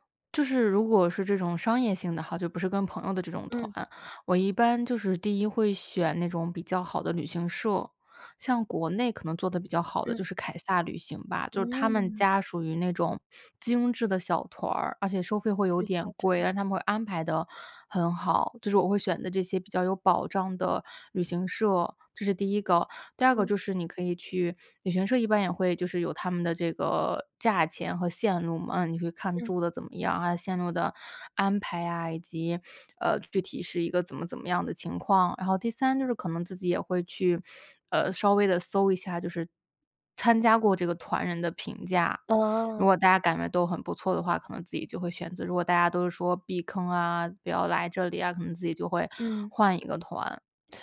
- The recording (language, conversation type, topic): Chinese, podcast, 你更倾向于背包游还是跟团游，为什么？
- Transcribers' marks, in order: unintelligible speech